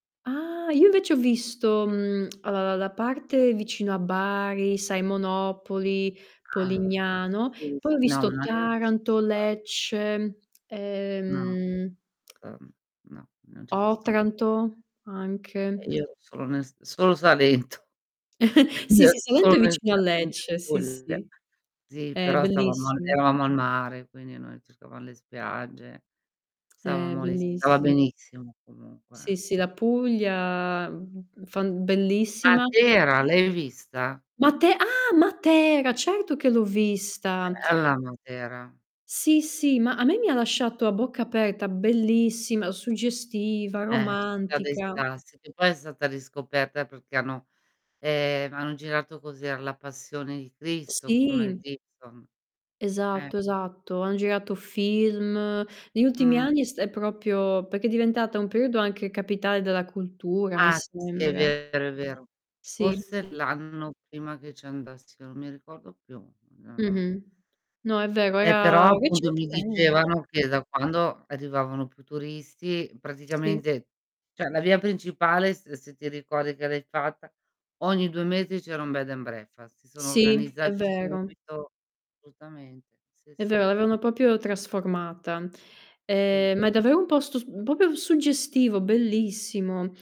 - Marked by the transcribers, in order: tapping; tongue click; distorted speech; other background noise; drawn out: "Ehm"; unintelligible speech; laughing while speaking: "Salento. Quindi"; chuckle; drawn out: "Puglia"; static; drawn out: "ehm"; "proprio" said as "propio"; "perché" said as "peché"; "cioè" said as "ceh"; "proprio" said as "popio"; "proprio" said as "popio"
- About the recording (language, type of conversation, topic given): Italian, unstructured, Qual è il viaggio più bello che hai mai fatto?